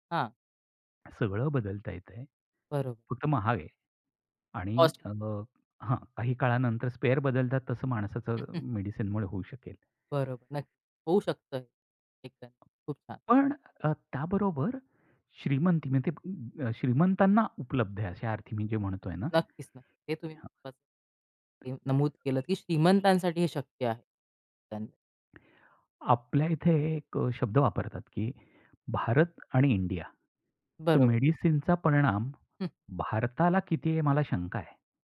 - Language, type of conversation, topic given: Marathi, podcast, आरोग्य क्षेत्रात तंत्रज्ञानामुळे कोणते बदल घडू शकतात, असे तुम्हाला वाटते का?
- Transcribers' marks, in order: in English: "स्पेअर"; chuckle; tapping; other background noise